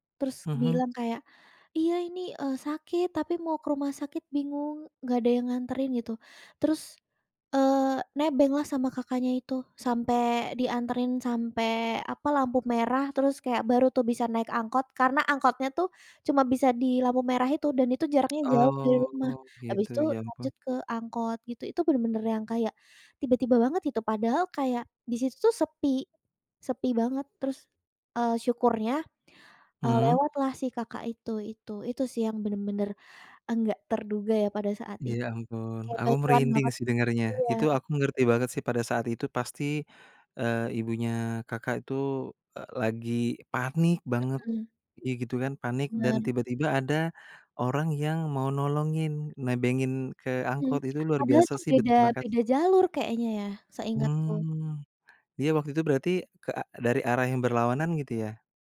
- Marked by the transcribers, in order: other background noise; tsk
- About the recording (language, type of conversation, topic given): Indonesian, podcast, Pernahkah kamu menerima kebaikan tak terduga dari orang lain?
- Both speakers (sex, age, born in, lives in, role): female, 20-24, Indonesia, Indonesia, guest; male, 30-34, Indonesia, Indonesia, host